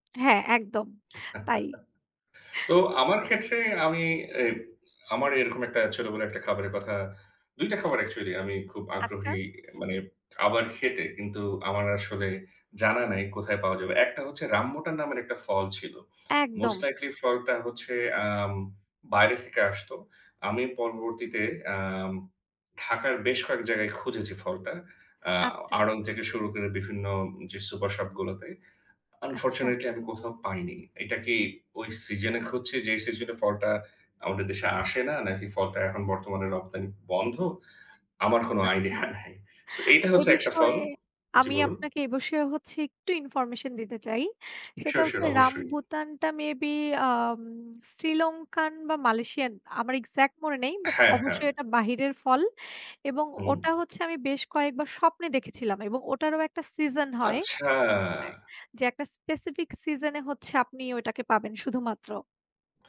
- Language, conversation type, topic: Bengali, unstructured, শৈশবের প্রিয় খাবারগুলো কি এখনো আপনার রসনায় জায়গা করে নিয়েছে?
- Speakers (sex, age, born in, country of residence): female, 25-29, Bangladesh, Bangladesh; male, 30-34, Bangladesh, Bangladesh
- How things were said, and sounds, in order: laugh; inhale; other noise; other background noise; laughing while speaking: "আইডিয়া নাই"; drawn out: "আচ্ছা"; unintelligible speech